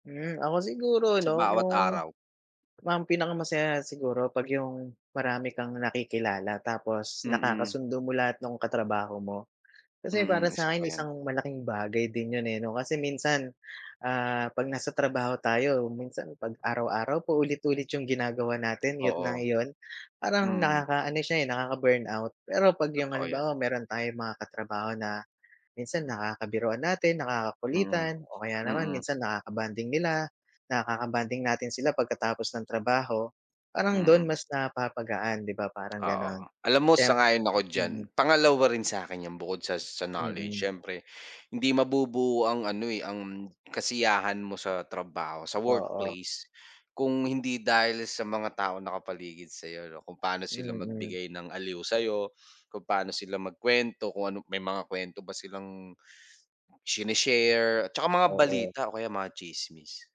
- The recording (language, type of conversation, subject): Filipino, unstructured, Ano ang pinakamasayang bahagi ng iyong trabaho?
- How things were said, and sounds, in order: none